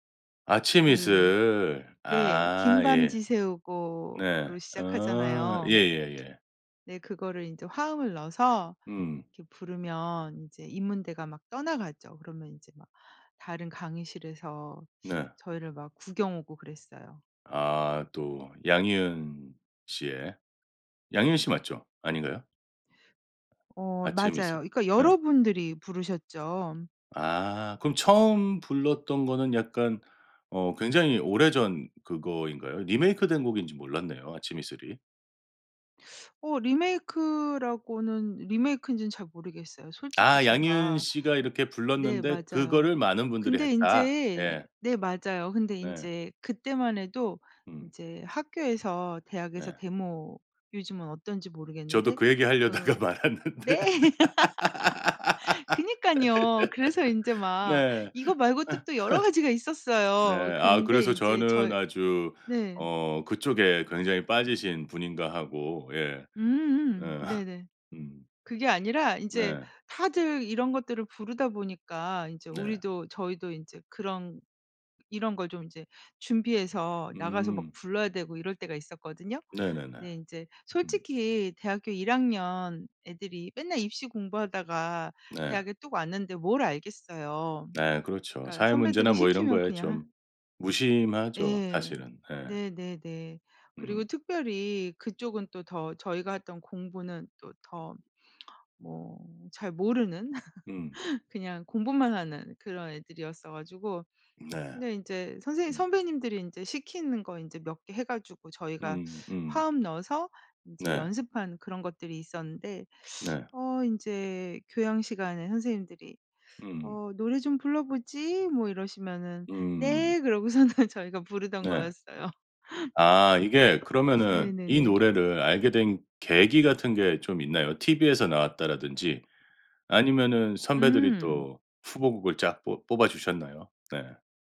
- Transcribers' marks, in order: other background noise; tapping; laughing while speaking: "네"; laughing while speaking: "하려다가 말았는데"; laugh; laugh; laugh; laugh; teeth sucking; laughing while speaking: "그러고서는"; laughing while speaking: "거였어요"; laugh
- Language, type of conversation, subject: Korean, podcast, 친구들과 함께 부르던 추억의 노래가 있나요?